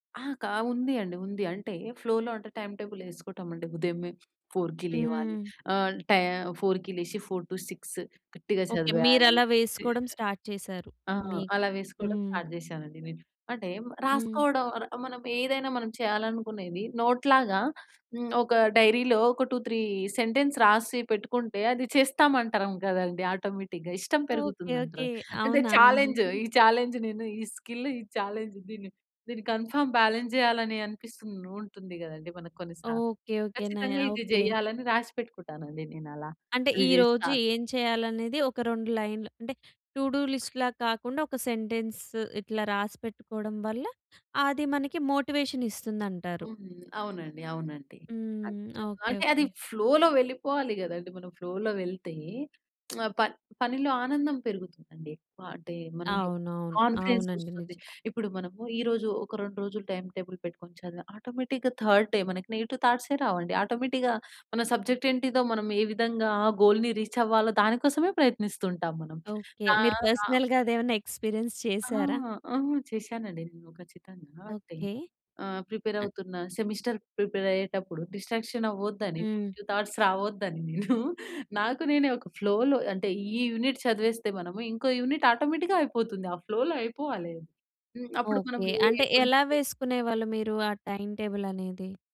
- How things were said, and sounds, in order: in English: "ఫ్లోలో"; in English: "టైమ్‌టేబుల్"; in English: "ఫోర్‌కి"; in English: "టై ఫోర్‌కి"; in English: "ఫోర్ టు సిక్స్"; other noise; in English: "స్టార్ట్"; in English: "స్టార్ట్"; in English: "నోట్‌లాగా"; in English: "డైరీలో"; in English: "టూ త్రీ సెంటెన్స్"; in English: "ఆటోమేటిక్‌గా!"; in English: "ఛాలెంజ్"; in English: "చాలెంజ్"; in English: "స్కిల్"; giggle; in English: "చాలెంజ్"; in English: "కన్ఫర్మ్ బాలన్స్"; in English: "టూ డూ లిస్ట్‌లా"; in English: "సెంటెన్స్"; in English: "మోటివేషన్"; other background noise; in English: "ఫ్లోలో"; in English: "ఫ్లోలో"; lip smack; in English: "కాన్ఫిడెన్స్"; in English: "టైమ్‌టేబుల్"; in English: "ఆటోమేటిక్‌గా థర్డ్ డే"; in English: "నెగెటివ్"; in English: "ఆటోమేటిక్‌గా"; in English: "సబ్జెక్ట్"; in English: "గోల్‌ని రీచ్"; in English: "పర్స్‌నల్‌గా"; in English: "ఎక్స్‌పీరియెన్స్"; in English: "ప్రిపేర్"; in English: "సెమిస్టర్ ప్రిపేర్"; in English: "డిస్ట్రాక్షన్"; in English: "నెగెటివ్ థాట్స్"; laughing while speaking: "నేను"; in English: "ఫ్లోలో"; in English: "యూనిట్"; in English: "యూనిట్ ఆటోమేటిక్‌గా"; in English: "ఫ్లోలో"; unintelligible speech; in English: "టైమ్‌టేబుల్"
- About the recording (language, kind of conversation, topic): Telugu, podcast, ఫ్లో స్థితిలో మునిగిపోయినట్టు అనిపించిన ఒక అనుభవాన్ని మీరు చెప్పగలరా?